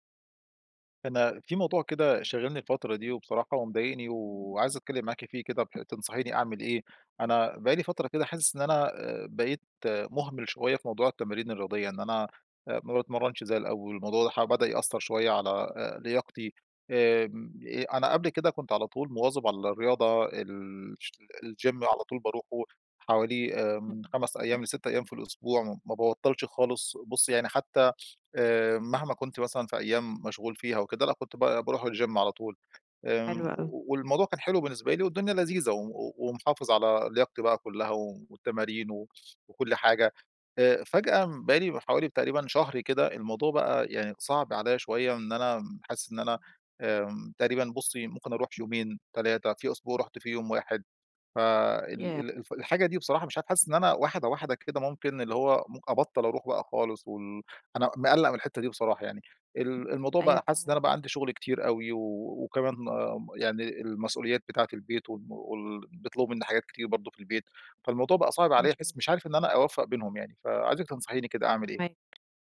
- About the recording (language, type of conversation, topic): Arabic, advice, إزاي أقدر أوازن بين التمرين والشغل ومسؤوليات البيت؟
- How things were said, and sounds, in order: tapping; in English: "الgym"; other background noise; in English: "الgym"